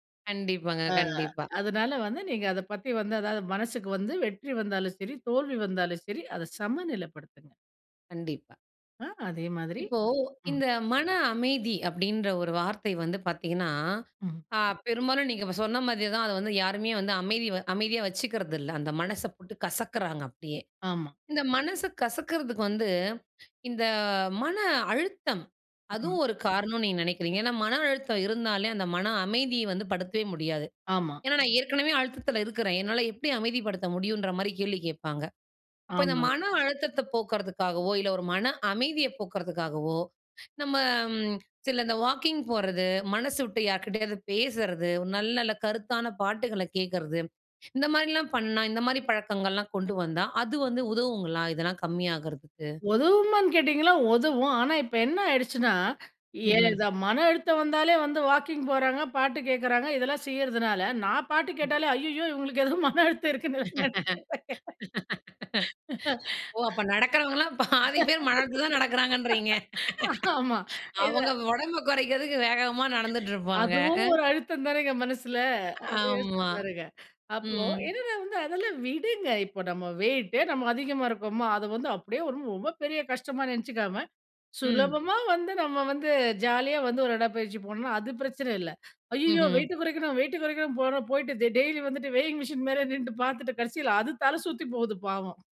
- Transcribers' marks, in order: other background noise; inhale; drawn out: "இந்த"; inhale; drawn out: "நம்ம"; inhale; inhale; laugh; inhale; laughing while speaking: "பாதி பேரு மன அழுத்தத்தில தான் நடக்றாங்கன்றீங்க. அவங்க ஒடம்ப கொறைக்கிறதுக்கு வேகமா நடந்துட்டு இருப்பாங்க"; laughing while speaking: "இவுங்களுக்கு ஏதோ மன அழுத்தம் இருக்குன்னு நான் நெனைக்றேன். ஆமா. இத"; inhale; laughing while speaking: "அதுவும் ஒரு அழுத்தம் தானேங்க மனசில, அத யோசிச்சு பாருங்க"; inhale; other noise; inhale; laughing while speaking: "வெயிங் மிஷின் மேலயே நின்னுட்டு பாத்துட்டு"; in English: "வெயிங் மிஷின்"
- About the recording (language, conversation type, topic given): Tamil, podcast, மனதை அமைதியாக வைத்துக் கொள்ள உங்களுக்கு உதவும் பழக்கங்கள் என்ன?